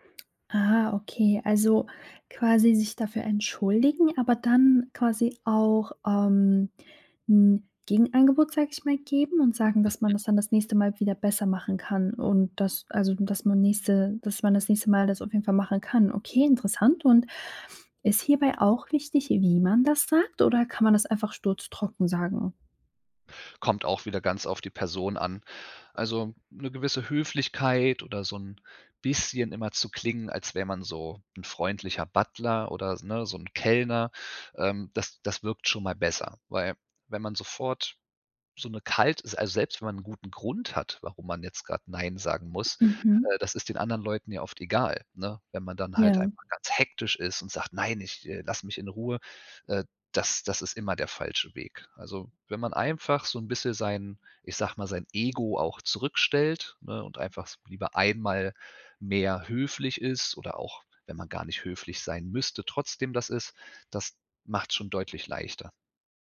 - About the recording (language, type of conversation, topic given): German, podcast, Wie sagst du Nein, ohne die Stimmung zu zerstören?
- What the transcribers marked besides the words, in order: stressed: "wie"; other background noise